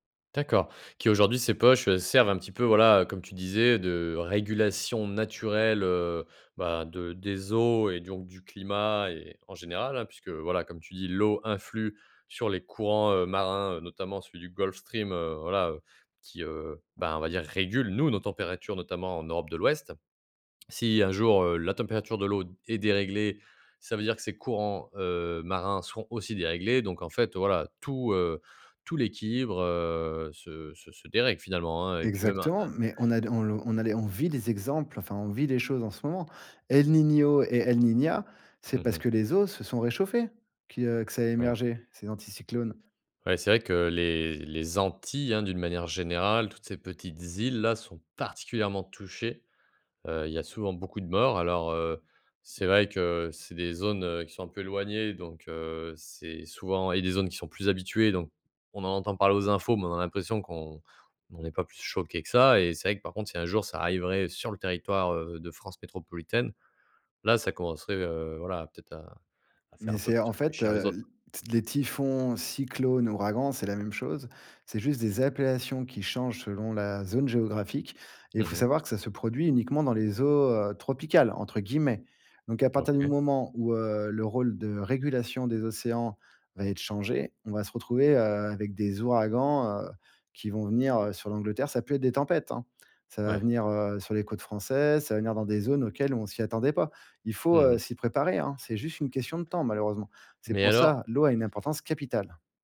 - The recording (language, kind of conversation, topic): French, podcast, Peux-tu nous expliquer le cycle de l’eau en termes simples ?
- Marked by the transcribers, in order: other background noise; stressed: "particulièrement"; stressed: "guillemets"